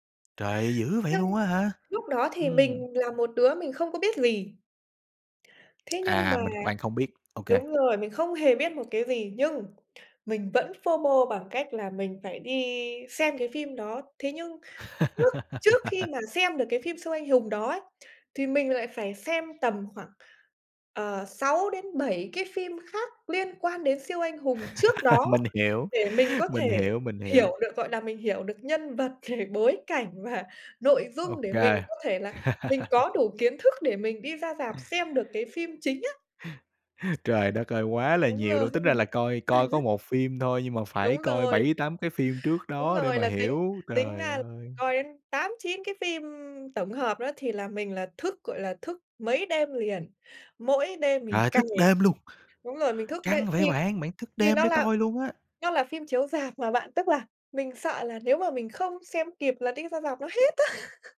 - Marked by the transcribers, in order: other background noise; tapping; in English: "FO-MO"; laugh; laugh; laughing while speaking: "Mình hiểu"; laughing while speaking: "rồi"; laughing while speaking: "và"; laugh; laugh; laugh; laughing while speaking: "hết á"
- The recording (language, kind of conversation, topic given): Vietnamese, podcast, Bạn có cảm thấy áp lực phải theo kịp các bộ phim dài tập đang “hot” không?